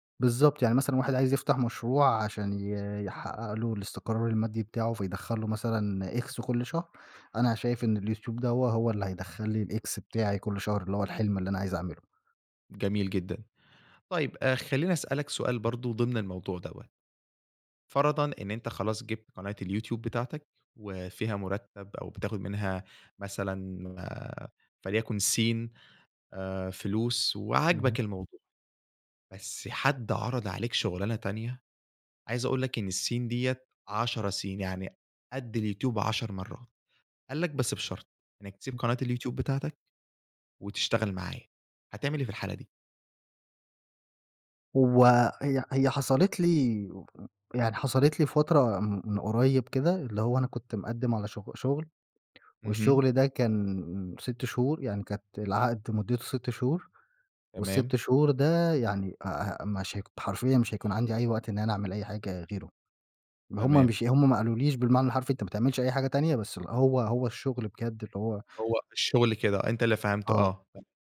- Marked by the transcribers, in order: in English: "X"; in English: "الX"; unintelligible speech
- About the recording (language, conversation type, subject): Arabic, podcast, إزاي بتوازن بين شغفك والمرتب اللي نفسك فيه؟